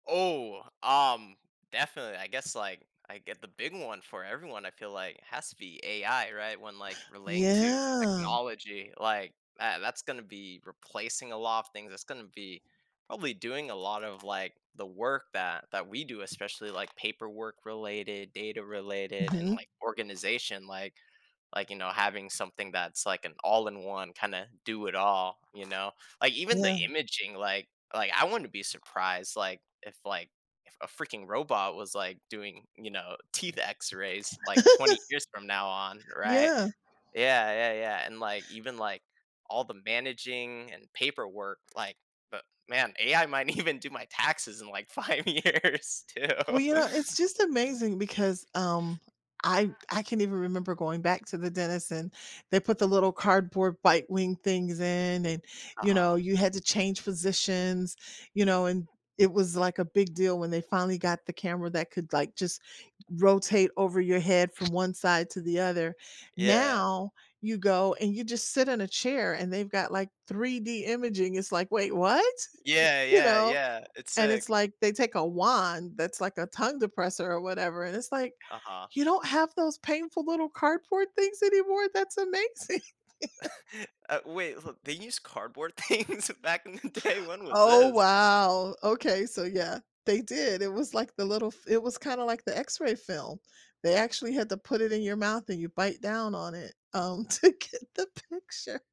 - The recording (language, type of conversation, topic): English, unstructured, What changes or milestones do you hope to experience in the next few years?
- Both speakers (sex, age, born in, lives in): female, 55-59, United States, United States; male, 20-24, United States, United States
- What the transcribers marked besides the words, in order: drawn out: "Yeah"; tapping; other background noise; laugh; laughing while speaking: "even"; laughing while speaking: "five years, too"; laughing while speaking: "amazing"; chuckle; laugh; laughing while speaking: "things"; laughing while speaking: "day?"; laughing while speaking: "to get the picture"